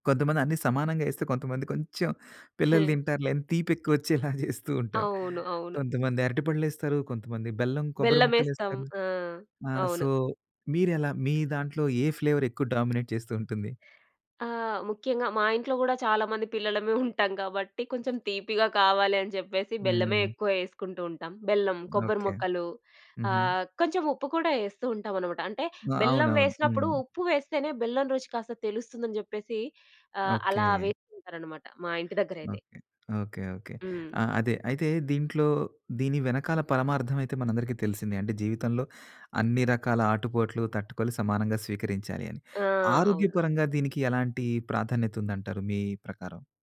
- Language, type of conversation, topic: Telugu, podcast, పండుగ కోసం మీరు ఇంట్లో తయారు చేసే అచారాలు లేదా పచ్చడుల గురించి చెప్పగలరా?
- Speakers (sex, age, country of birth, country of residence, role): female, 25-29, India, India, guest; male, 40-44, India, India, host
- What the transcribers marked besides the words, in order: giggle; laughing while speaking: "జేస్తూ ఉంటారు"; tapping; in English: "సో"; in English: "డామినేట్"; giggle